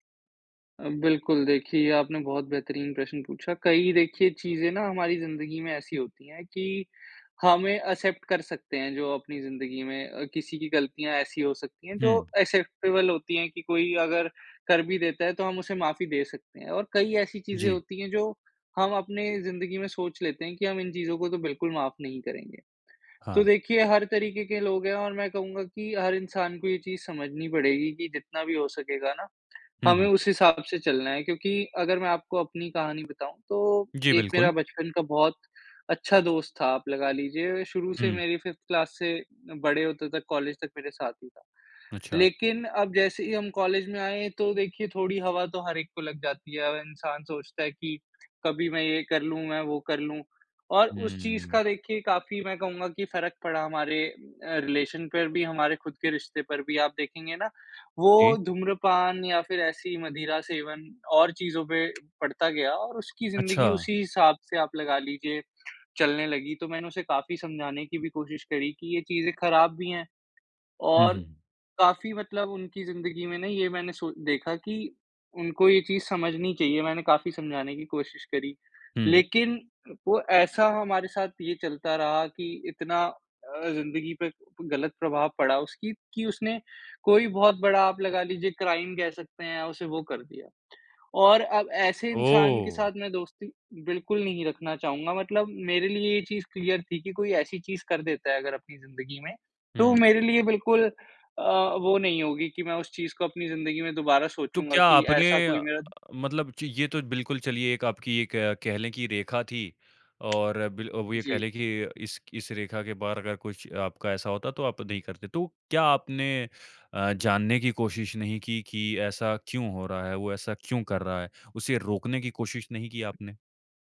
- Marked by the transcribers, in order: in English: "एक्सेप्ट"; in English: "एक्सेप्टेबल"; in English: "फ़िफ़्थ क्लास"; in English: "रिलेशन"; in English: "क्राइम"; in English: "क्लियर"; tapping
- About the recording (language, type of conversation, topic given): Hindi, podcast, टूटे हुए पुराने रिश्तों को फिर से जोड़ने का रास्ता क्या हो सकता है?